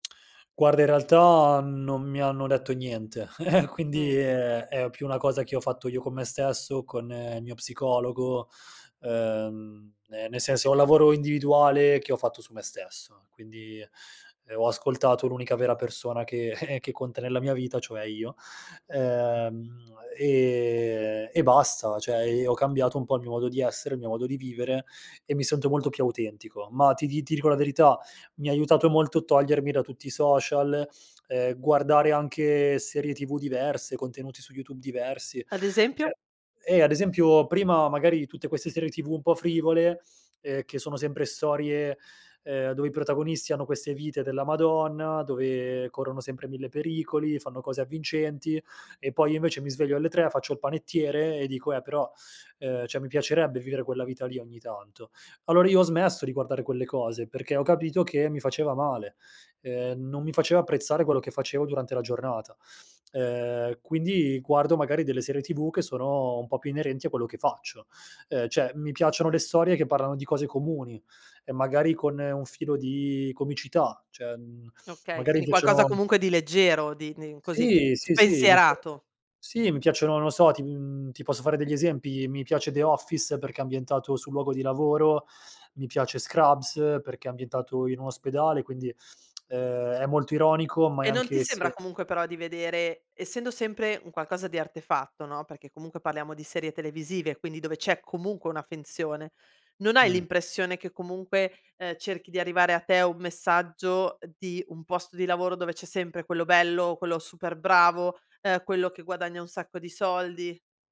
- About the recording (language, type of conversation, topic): Italian, podcast, Quale ruolo ha l’onestà verso te stesso?
- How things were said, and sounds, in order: chuckle; chuckle; "cioè" said as "ceh"; "cioè" said as "ceh"; "cioè" said as "ceh"; "cioè" said as "ceh"